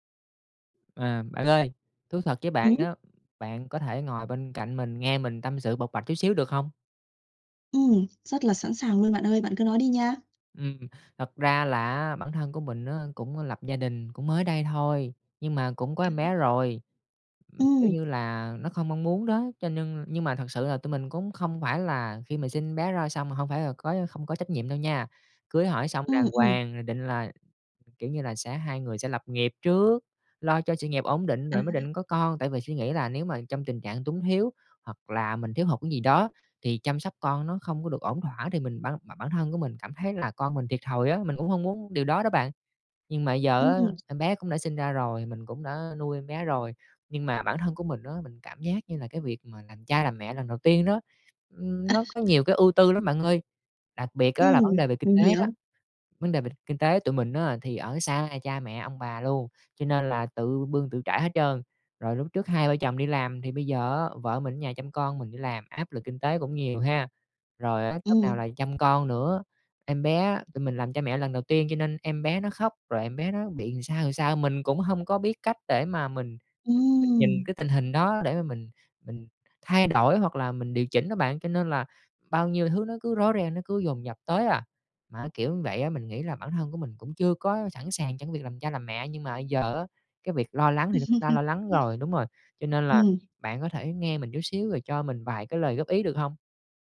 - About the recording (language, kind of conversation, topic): Vietnamese, advice, Bạn cảm thấy thế nào khi lần đầu trở thành cha/mẹ, và bạn lo lắng nhất điều gì về những thay đổi trong cuộc sống?
- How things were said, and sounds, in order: other background noise; tapping; chuckle; other noise